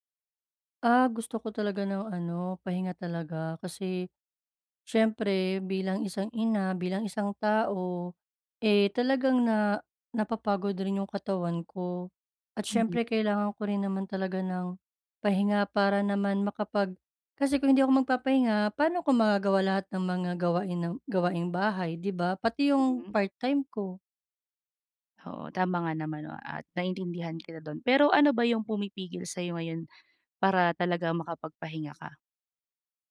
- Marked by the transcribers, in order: none
- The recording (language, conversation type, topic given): Filipino, advice, Paano ko mababalanse ang trabaho at oras ng pahinga?